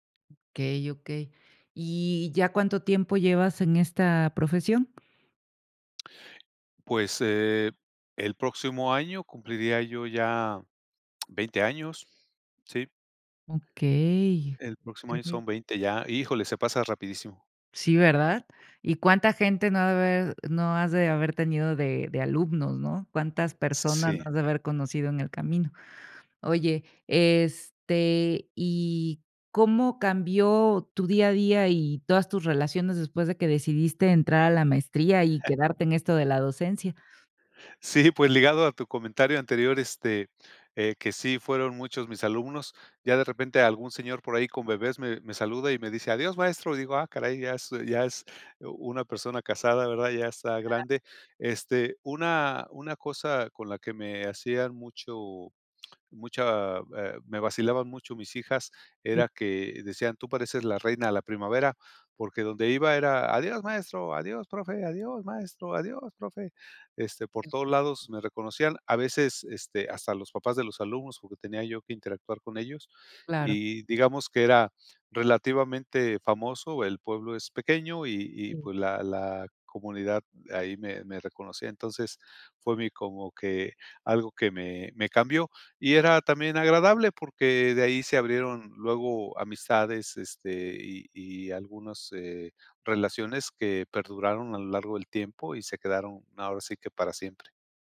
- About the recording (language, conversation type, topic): Spanish, podcast, ¿Cuál ha sido una decisión que cambió tu vida?
- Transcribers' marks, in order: other background noise; tapping; chuckle; unintelligible speech; unintelligible speech